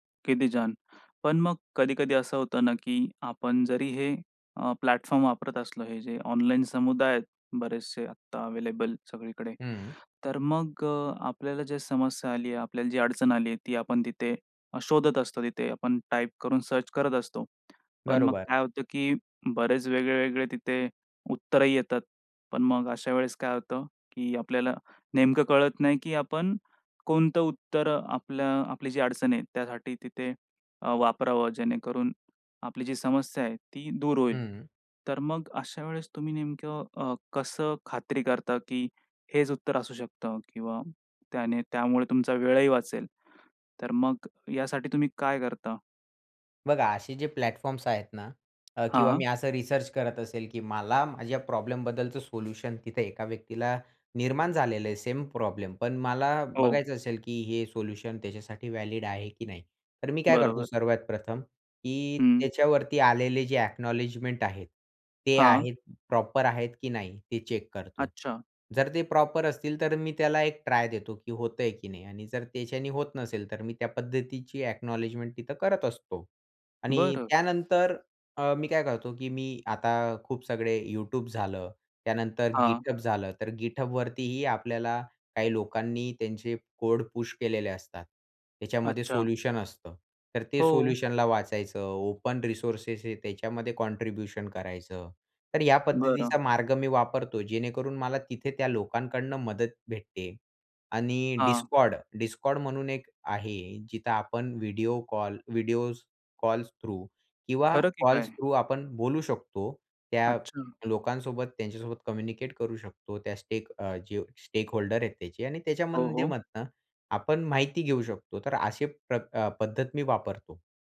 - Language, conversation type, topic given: Marathi, podcast, ऑनलाइन समुदायामुळे तुमच्या शिक्षणाला कोणते फायदे झाले?
- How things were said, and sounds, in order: in English: "प्लॅटफॉर्म"; in English: "सर्च"; in English: "प्लॅटफॉर्म्स"; tapping; in English: "रिसर्च"; other background noise; in English: "व्हॅलिड"; in English: "अ‍ॅक्नॉलेजमेंट"; in English: "प्रॉपर"; in English: "चेक"; in English: "अ‍ॅक्नॉलेजमेंट"; in English: "ओपन रिसोर्सेस"; in English: "कॉन्ट्रिब्युशन"